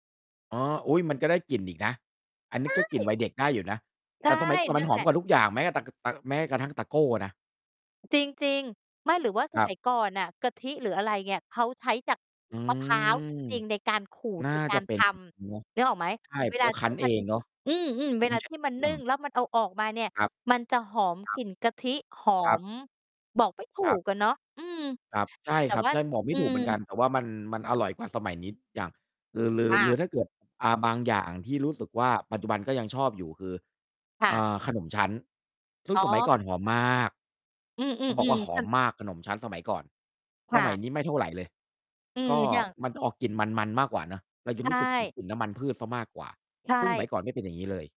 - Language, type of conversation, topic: Thai, unstructured, คุณคิดว่ากลิ่นหรือเสียงอะไรที่ทำให้คุณนึกถึงวัยเด็ก?
- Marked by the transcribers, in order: distorted speech; mechanical hum